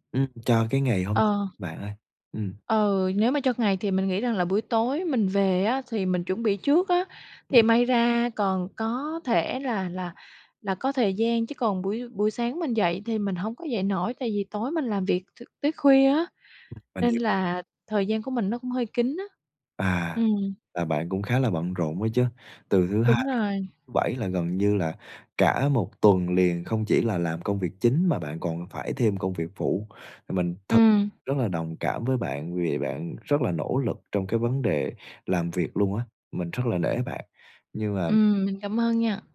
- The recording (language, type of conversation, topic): Vietnamese, advice, Khó duy trì chế độ ăn lành mạnh khi quá bận công việc.
- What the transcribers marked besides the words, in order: other background noise; tapping